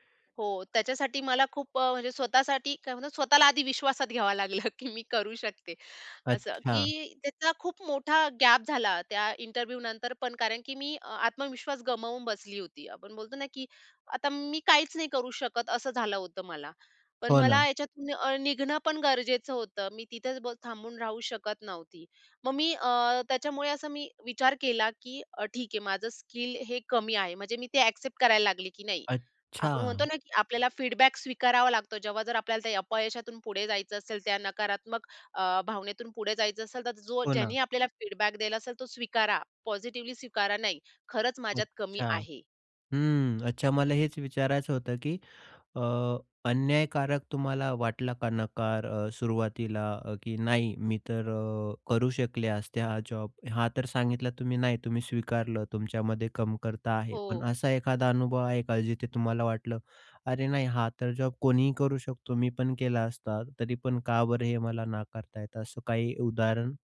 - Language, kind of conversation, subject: Marathi, podcast, नकार मिळाल्यावर तुम्ही त्याला कसे सामोरे जाता?
- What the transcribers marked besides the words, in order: laughing while speaking: "लागलं"; other background noise; in English: "इंटरव्ह्यनंतर"; "याच्यातून" said as "याच्यातन्य"; in English: "फीडबॅक"; tapping; in English: "फीडबॅक"; "कमतरता" said as "कमकरता"